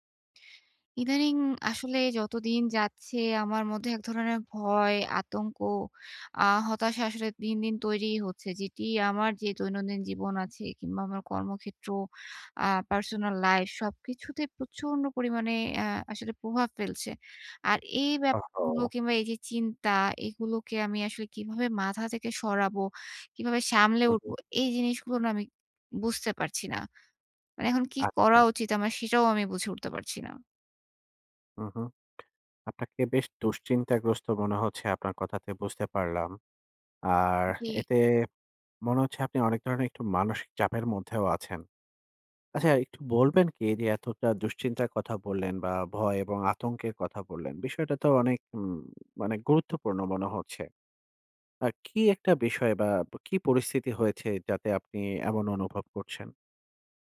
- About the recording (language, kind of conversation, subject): Bengali, advice, মা-বাবার বয়স বাড়লে তাদের দেখাশোনা নিয়ে আপনি কীভাবে ভাবছেন?
- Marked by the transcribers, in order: tongue click